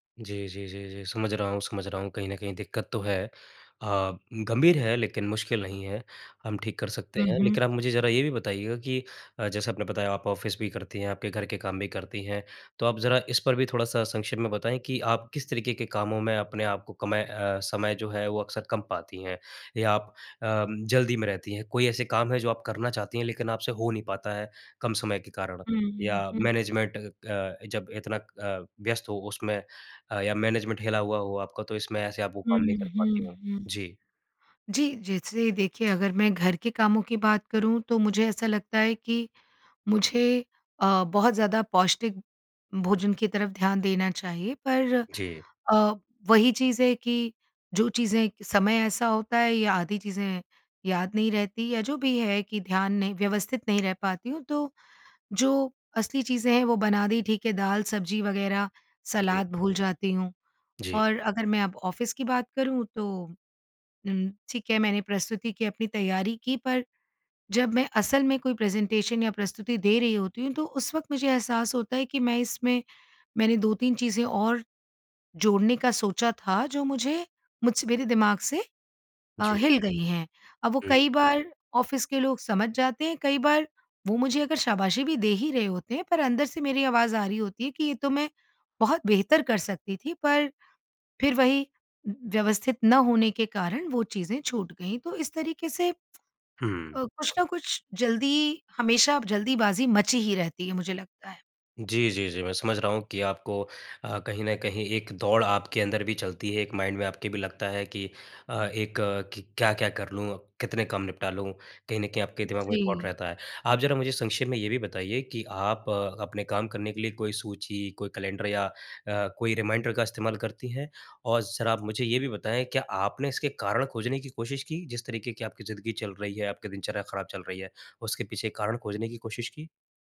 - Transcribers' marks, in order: in English: "ऑफ़िस"; in English: "मैनेजमेंट"; in English: "मैनेजमेंट"; tapping; in English: "ऑफ़िस"; in English: "प्रेजेंटेशन"; in English: "ऑफ़िस"; in English: "माइंड"; in English: "थॉट"; in English: "रिमाइंडर"
- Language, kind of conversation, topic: Hindi, advice, दिनचर्या की खराब योजना के कारण आप हमेशा जल्दी में क्यों रहते हैं?